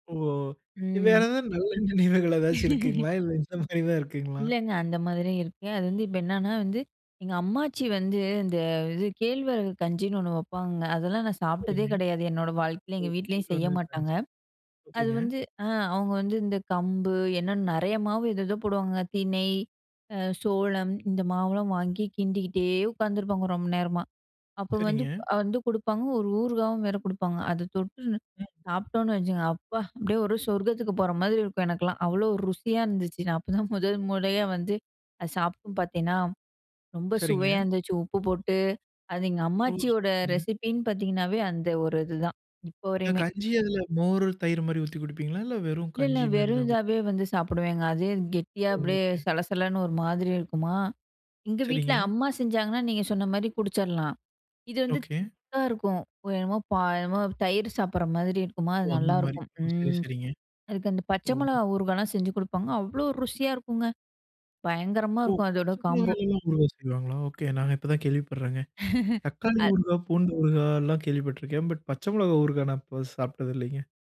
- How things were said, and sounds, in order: laughing while speaking: "வேற எதாது நல்ல நினைவுகள் ஏதாச்சு இருக்குங்களா இல்ல இந்த மாதிரி தான் இருக்குங்களா?"; laugh; unintelligible speech; drawn out: "கிண்டிகிட்டே"; laughing while speaking: "அப்போதான்"; other noise; in English: "ரெசிபின்னு"; "குடிப்பீங்களா" said as "குடிப்"; in English: "திக்கா"; in English: "காம்போ"; laugh; in English: "பட்"
- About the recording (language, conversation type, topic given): Tamil, podcast, குழந்தைக்கால நினைவுகளை எழுப்பும் உணவு எது?